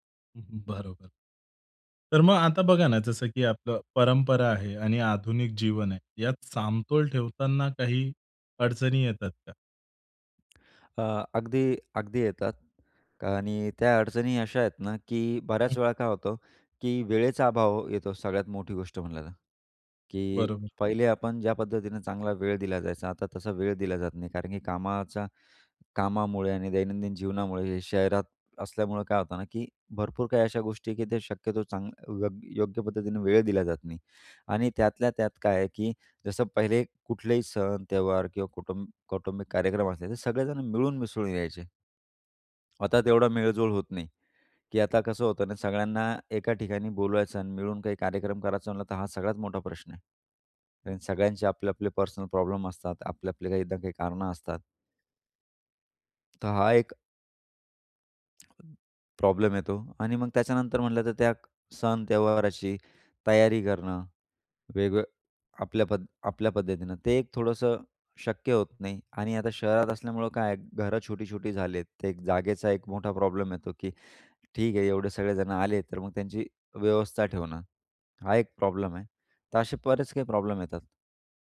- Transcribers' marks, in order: "समतोल" said as "सामतोल"; tapping
- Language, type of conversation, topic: Marathi, podcast, कुटुंबाचा वारसा तुम्हाला का महत्त्वाचा वाटतो?